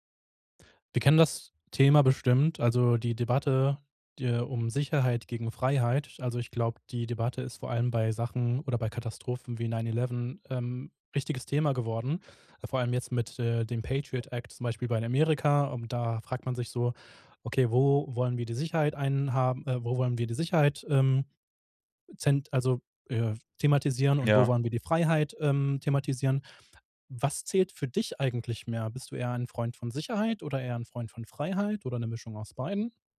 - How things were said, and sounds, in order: none
- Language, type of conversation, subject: German, podcast, Mal ehrlich: Was ist dir wichtiger – Sicherheit oder Freiheit?